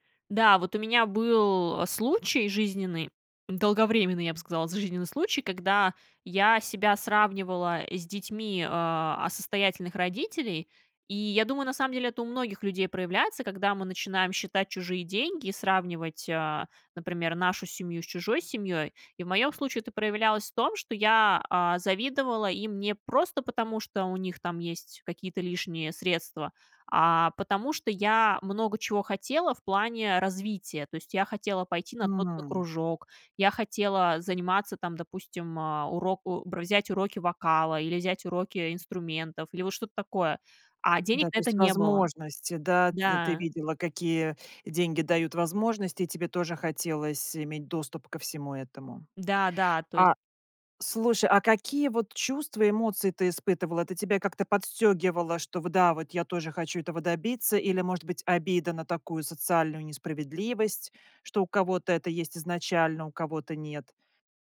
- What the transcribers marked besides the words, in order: none
- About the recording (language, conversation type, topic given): Russian, podcast, Какие приёмы помогли тебе не сравнивать себя с другими?